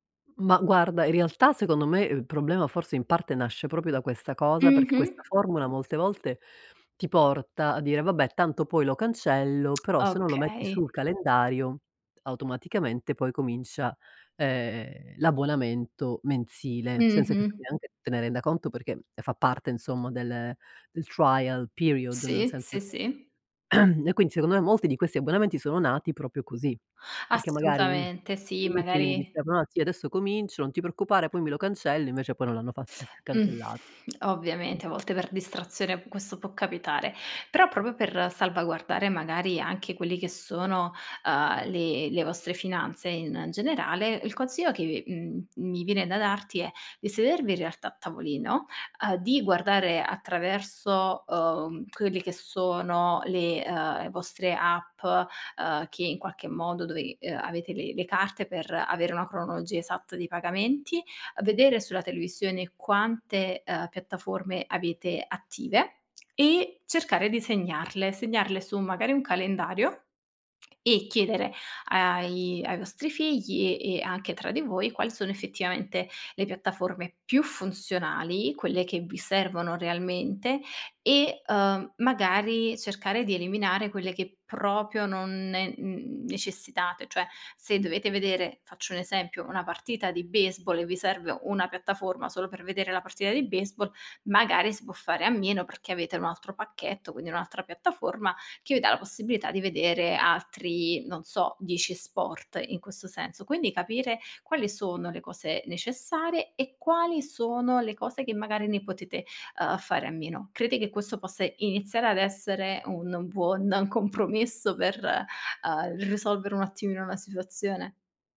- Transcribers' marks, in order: tsk; in English: "trial period"; throat clearing; "proprio" said as "propio"; other background noise; teeth sucking; exhale; unintelligible speech; "Crede" said as "crete"
- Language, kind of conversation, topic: Italian, advice, Come posso cancellare gli abbonamenti automatici che uso poco?